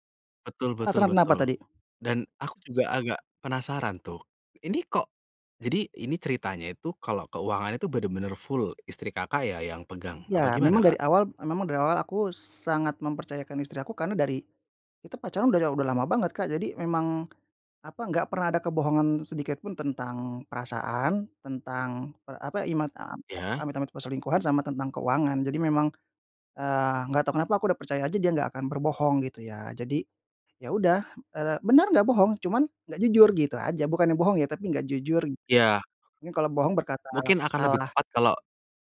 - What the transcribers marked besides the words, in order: none
- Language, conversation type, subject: Indonesian, podcast, Bagaimana kamu belajar memaafkan diri sendiri setelah membuat kesalahan besar?